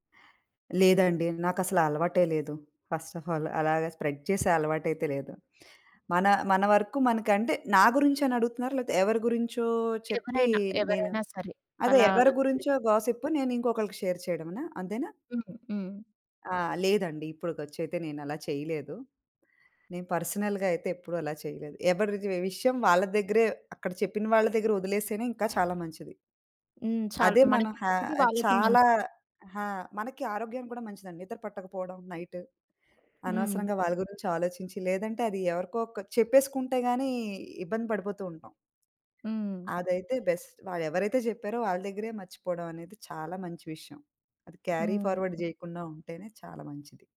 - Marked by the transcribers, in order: in English: "ఫస్ట్ ఆఫ్ ఆల్"; in English: "స్ప్రెడ్"; unintelligible speech; in English: "షేర్"; in English: "పర్సనల్‌గా"; other background noise; in English: "బెస్ట్"; in English: "క్యారీ ఫార్వర్డ్"
- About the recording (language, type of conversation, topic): Telugu, podcast, ఆఫీసు సంభాషణల్లో గాసిప్‌ను నియంత్రించడానికి మీ సలహా ఏమిటి?